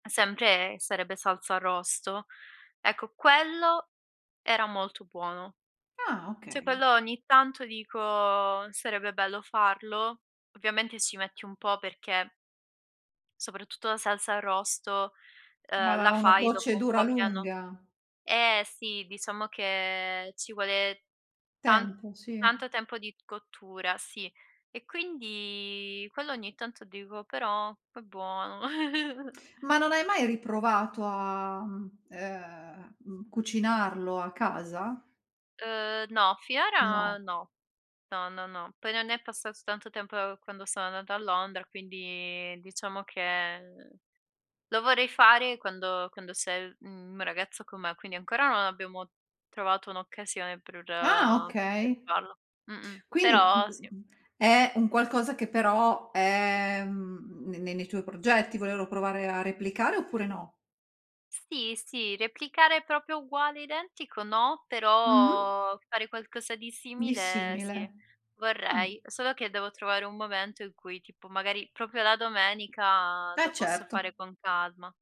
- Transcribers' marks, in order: "Cioè" said as "ceh"; drawn out: "che"; drawn out: "quindi"; other background noise; chuckle; drawn out: "a"; drawn out: "fiora"; "Finora" said as "fiora"; drawn out: "quindi"; drawn out: "che"; "per" said as "pe"; other noise; drawn out: "è"; "volerlo" said as "volero"; drawn out: "però"; drawn out: "simile"; drawn out: "domenica"; tapping
- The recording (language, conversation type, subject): Italian, podcast, Come scopri nuovi sapori quando viaggi?